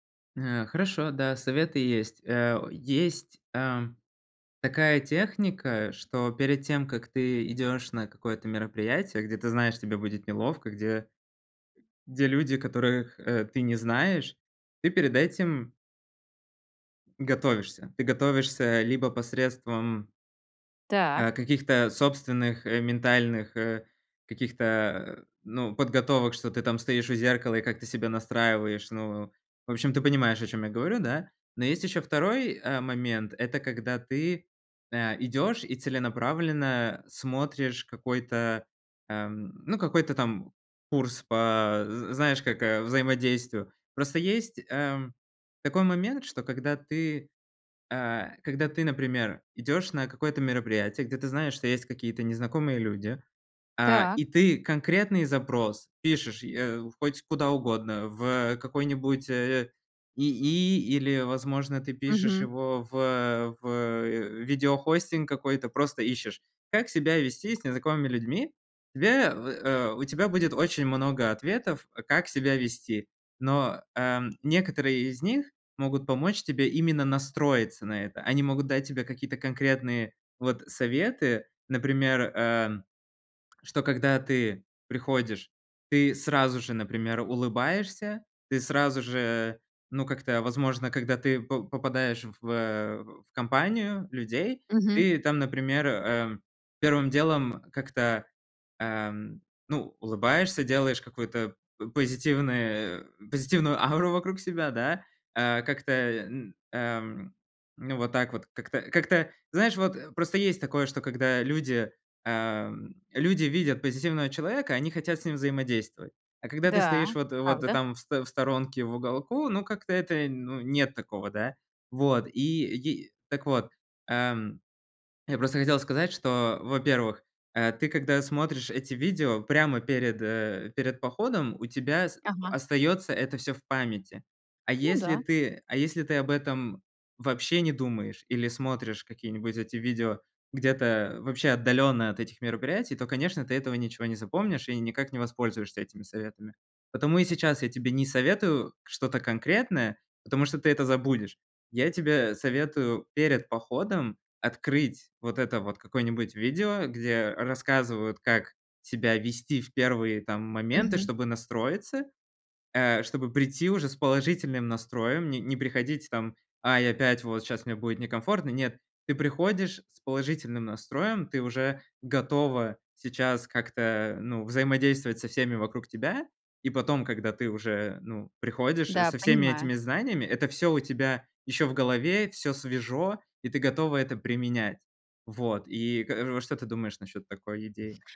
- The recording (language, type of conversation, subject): Russian, advice, Как справиться с неловкостью на вечеринках и в разговорах?
- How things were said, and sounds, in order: other background noise